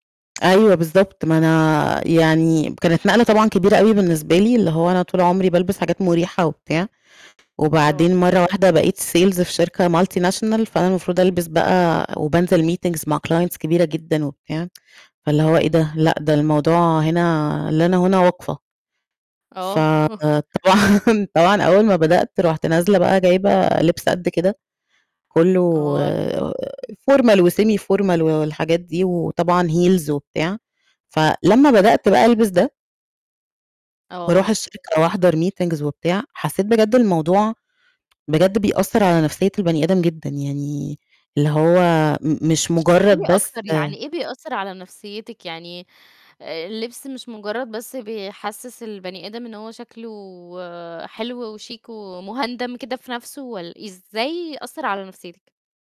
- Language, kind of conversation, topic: Arabic, podcast, احكيلي عن أول مرة حسّيتي إن لبسك بيعبر عنك؟
- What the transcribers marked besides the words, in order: mechanical hum; in English: "sales"; in English: "multinational"; in English: "meetings"; in English: "clients"; chuckle; laughing while speaking: "فطبعًا"; distorted speech; in English: "formal وsemi-formal"; in English: "heels"; in English: "meetings"; tsk